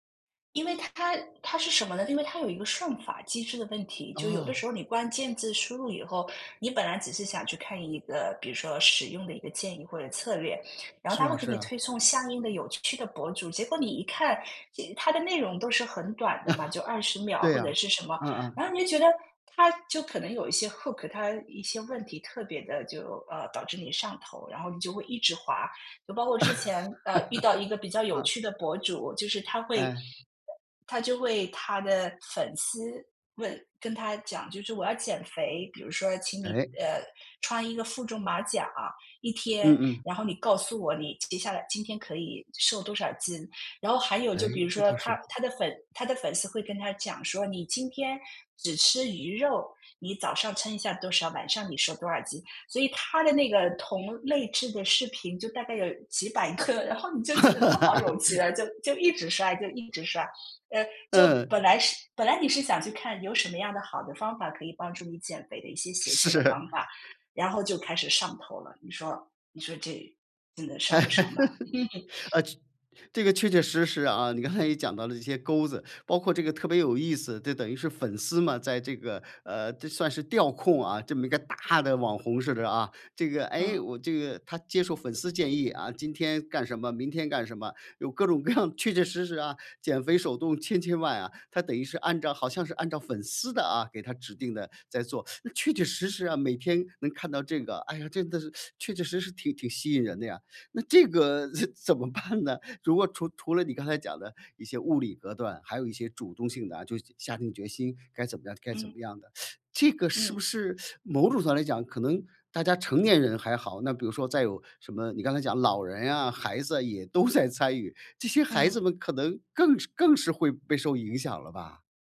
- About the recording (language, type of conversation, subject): Chinese, podcast, 你会如何控制刷短视频的时间？
- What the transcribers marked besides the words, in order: chuckle; in English: "hook"; chuckle; other background noise; laughing while speaking: "个"; laughing while speaking: "嗯"; laughing while speaking: "是"; chuckle; other noise; laugh; laughing while speaking: "刚才"; laughing while speaking: "各种各样"; teeth sucking; teeth sucking; laughing while speaking: "这怎么办呢？"; teeth sucking; laughing while speaking: "都在参与"